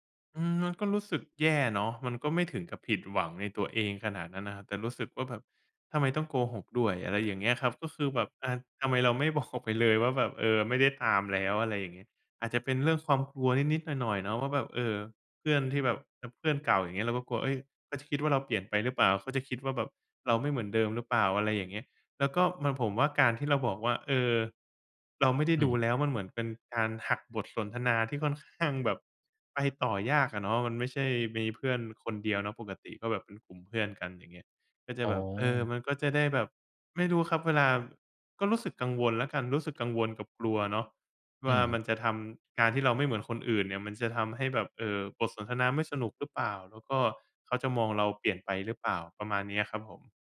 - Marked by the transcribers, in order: laughing while speaking: "บอก"
- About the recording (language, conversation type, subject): Thai, advice, คุณเคยซ่อนความชอบที่ไม่เหมือนคนอื่นเพื่อให้คนรอบตัวคุณยอมรับอย่างไร?